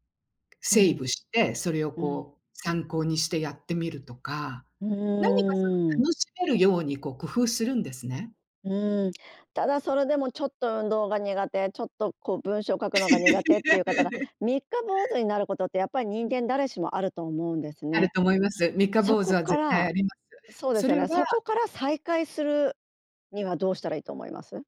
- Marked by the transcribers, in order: tapping; other background noise; laugh
- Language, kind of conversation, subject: Japanese, podcast, 続けやすい習慣はどうすれば作れますか？